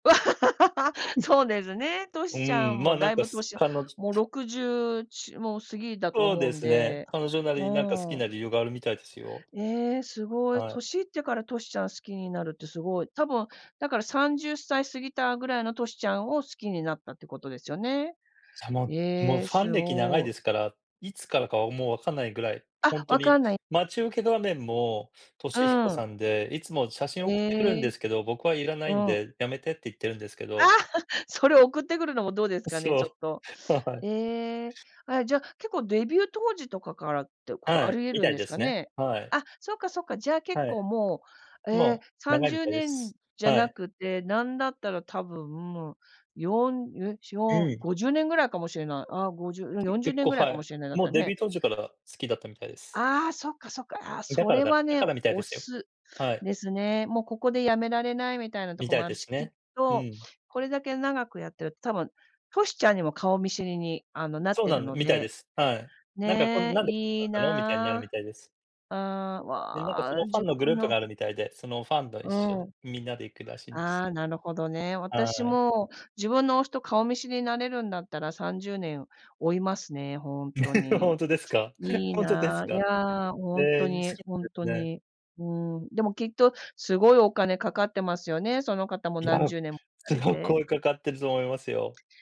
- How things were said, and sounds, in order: laugh; throat clearing; laugh; laughing while speaking: "う、そう。は はい"; sniff; laugh; other noise; unintelligible speech
- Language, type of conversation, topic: Japanese, unstructured, お金に余裕があるとき、何に一番使いたいですか？